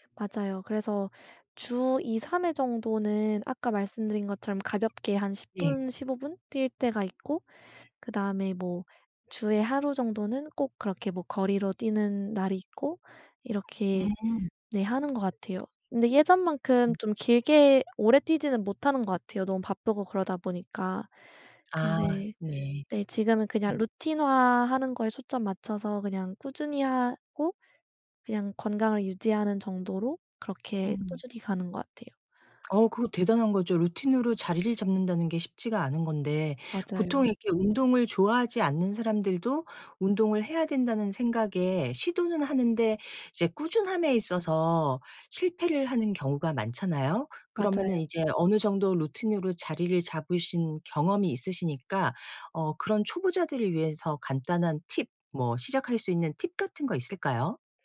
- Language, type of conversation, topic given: Korean, podcast, 일상에서 운동을 자연스럽게 습관으로 만드는 팁이 있을까요?
- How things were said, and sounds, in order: other background noise